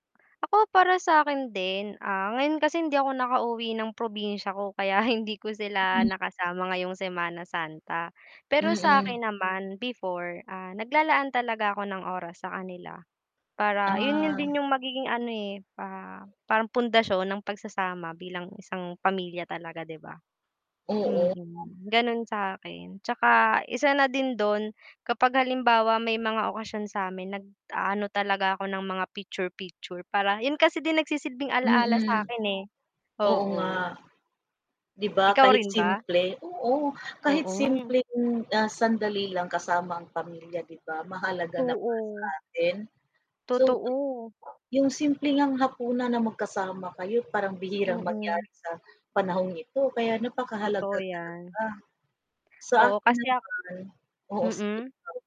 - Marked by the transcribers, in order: laughing while speaking: "kaya"; distorted speech; other background noise; mechanical hum; tapping; background speech; dog barking
- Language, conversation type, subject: Filipino, unstructured, Paano mo pinapahalagahan ang mga alaala kasama ang mga mahal sa buhay?